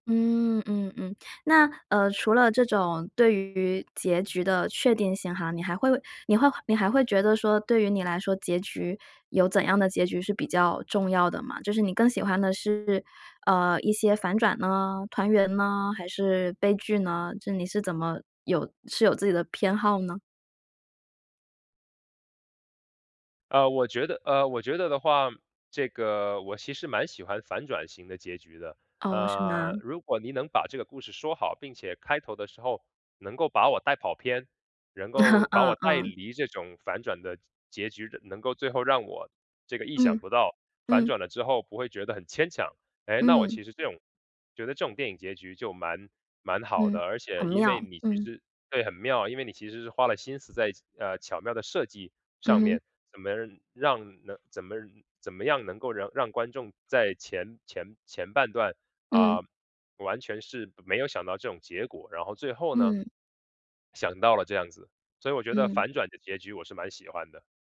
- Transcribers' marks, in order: chuckle; "让" said as "仍"
- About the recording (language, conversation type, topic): Chinese, podcast, 电影的结局真的那么重要吗？